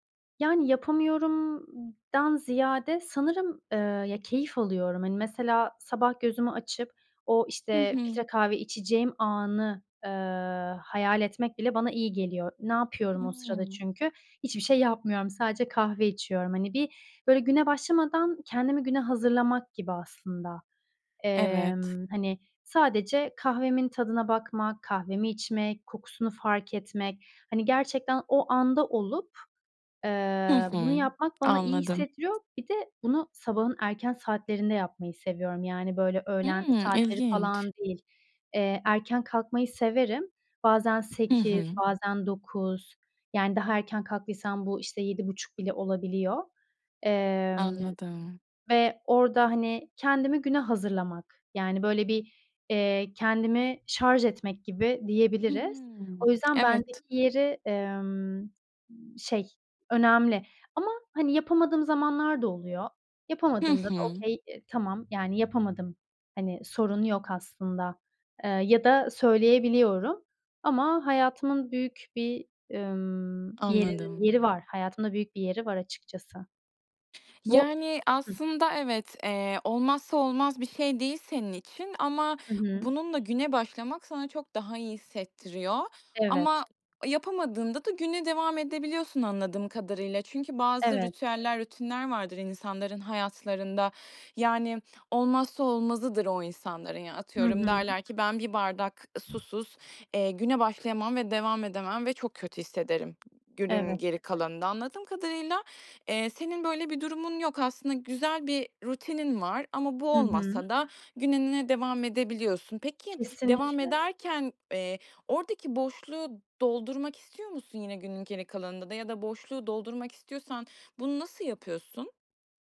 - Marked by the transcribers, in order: other background noise; tapping; in English: "okay"; other noise
- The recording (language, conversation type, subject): Turkish, podcast, Kahve veya çay ritüelin nasıl, bize anlatır mısın?